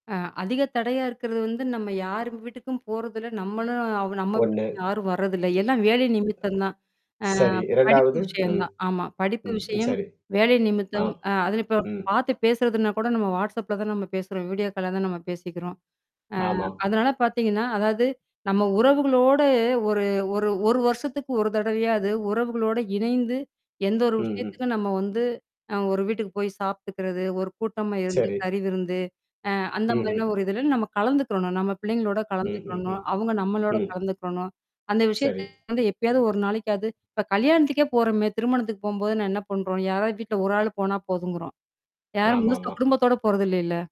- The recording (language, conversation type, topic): Tamil, podcast, குடும்ப மரபை அடுத்த தலைமுறைக்கு நீங்கள் எப்படி கொண்டு செல்லப் போகிறீர்கள்?
- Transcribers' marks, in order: other background noise; distorted speech; mechanical hum; static; in English: "Whatsappல"; in English: "வீடியோ கால்ல"; tapping